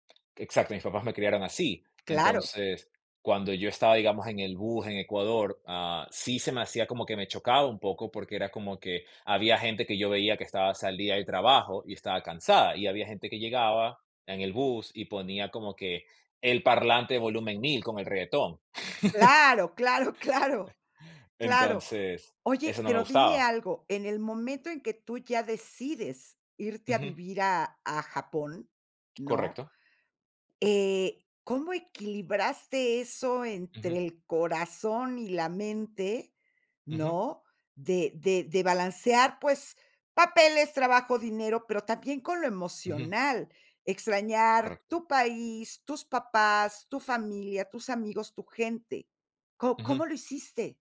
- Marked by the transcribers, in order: chuckle; laugh
- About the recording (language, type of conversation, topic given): Spanish, podcast, ¿Cómo elegiste entre quedarte en tu país o emigrar?